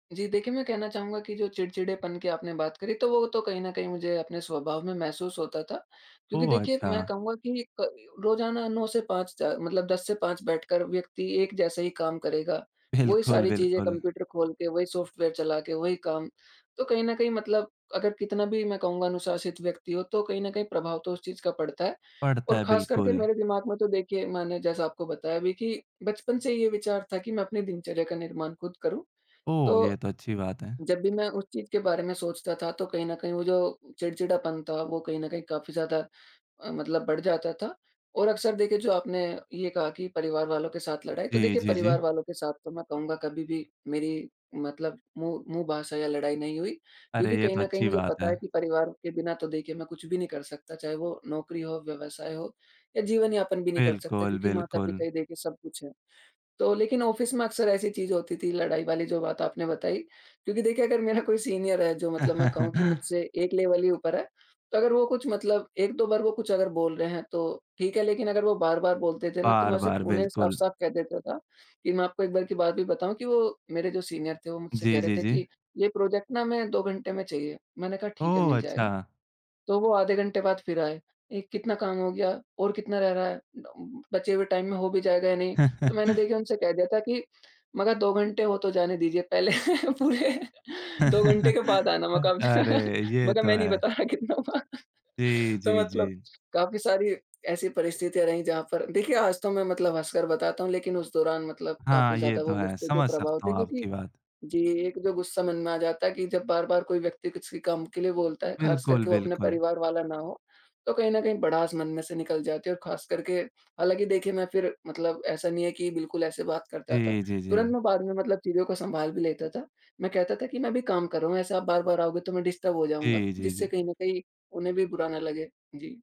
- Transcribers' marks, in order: laughing while speaking: "बिल्कुल"; in English: "ऑफ़िस"; laughing while speaking: "मेरा"; in English: "सीनियर"; chuckle; in English: "लेवल"; in English: "सीनियर"; in English: "प्रोजेक्ट"; in English: "टाइम"; chuckle; laughing while speaking: "पहले पूरे"; laugh; chuckle; laugh; laughing while speaking: "रहा, कितना हुआ"; in English: "डिस्टर्ब"
- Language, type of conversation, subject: Hindi, podcast, कभी किसी बड़े जोखिम न लेने का पछतावा हुआ है? वह अनुभव कैसा था?
- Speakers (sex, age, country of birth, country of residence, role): male, 20-24, India, India, guest; male, 20-24, India, India, host